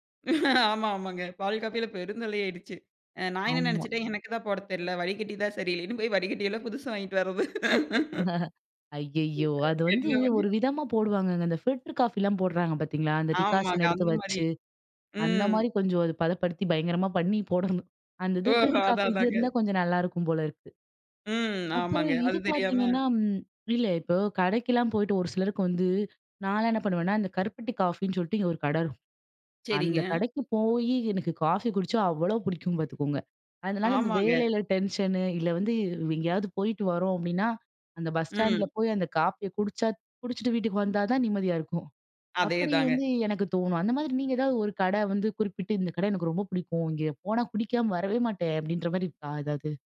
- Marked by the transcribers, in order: laughing while speaking: "ஆமா. ஆமாங்க"; laughing while speaking: "வாங்கிட்டு வர்றது"; laughing while speaking: "இந்த"; laughing while speaking: "போடணும்"; laughing while speaking: "ஓஹோ! அதான், அதாங்க"; in English: "டென்ஷனு"
- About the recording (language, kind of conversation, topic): Tamil, podcast, காபி அல்லது தேன் பற்றிய உங்களுடைய ஒரு நினைவுக் கதையைப் பகிர முடியுமா?